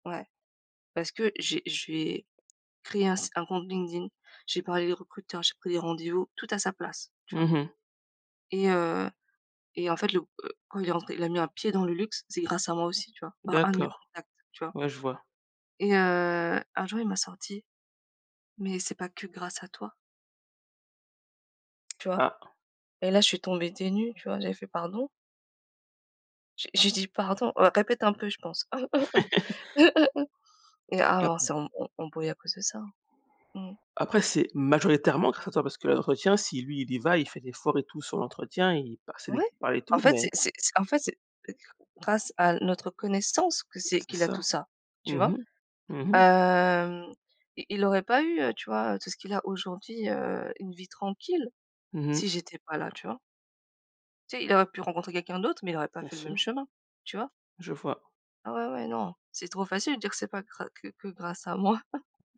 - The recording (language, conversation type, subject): French, unstructured, Quelle est la meilleure leçon que la vie t’a apprise ?
- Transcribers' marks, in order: tapping; laugh; stressed: "majoritairement"; laugh